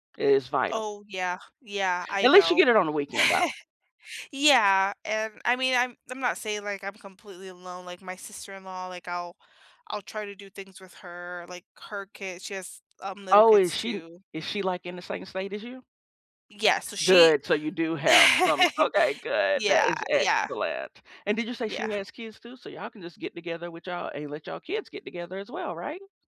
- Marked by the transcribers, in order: chuckle; laugh
- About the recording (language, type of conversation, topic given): English, unstructured, What does your ideal slow Sunday look like, including the rituals, people, and moments that help you feel connected?